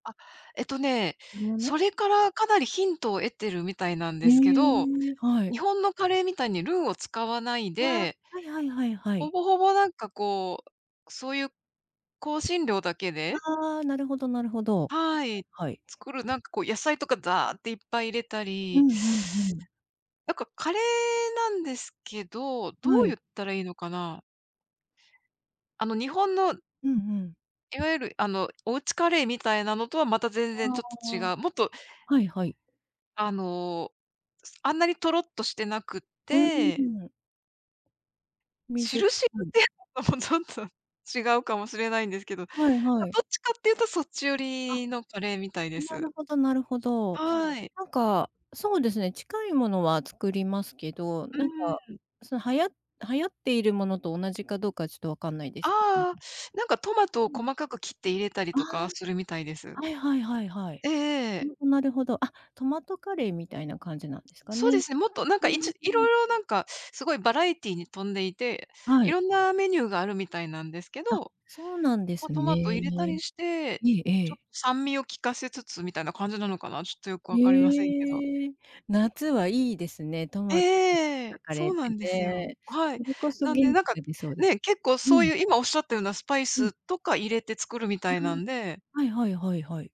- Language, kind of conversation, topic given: Japanese, unstructured, 食べると元気が出る料理はありますか？
- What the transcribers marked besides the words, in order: other background noise; teeth sucking; tapping; laughing while speaking: "いうのもちょっと違うかも"; unintelligible speech